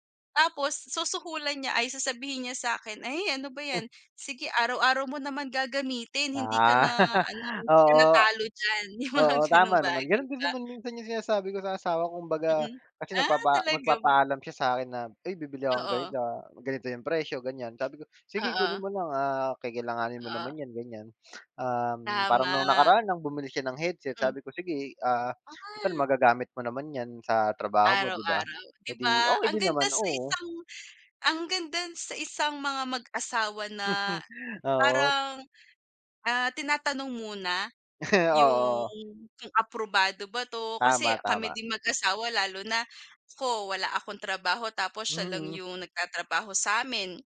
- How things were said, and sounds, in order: chuckle; laughing while speaking: "Yung mga ganong"; tapping; chuckle; chuckle
- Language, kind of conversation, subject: Filipino, unstructured, Paano ka nag-iipon para matupad ang mga pangarap mo sa buhay?